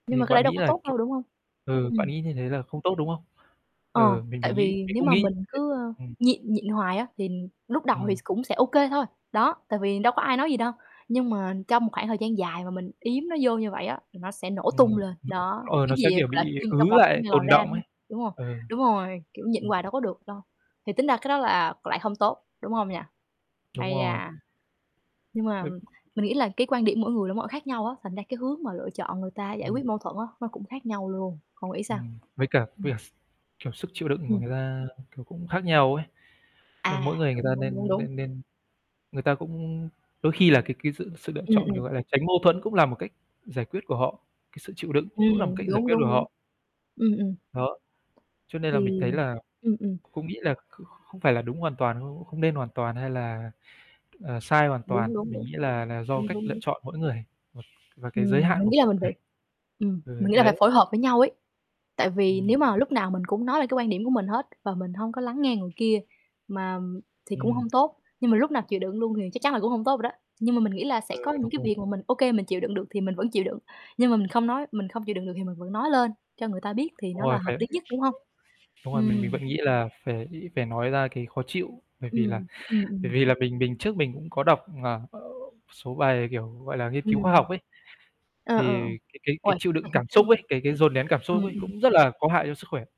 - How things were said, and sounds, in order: distorted speech; static; tapping; other background noise; unintelligible speech; unintelligible speech; other noise; chuckle
- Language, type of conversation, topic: Vietnamese, unstructured, Theo bạn, mâu thuẫn có thể giúp mối quan hệ trở nên tốt hơn không?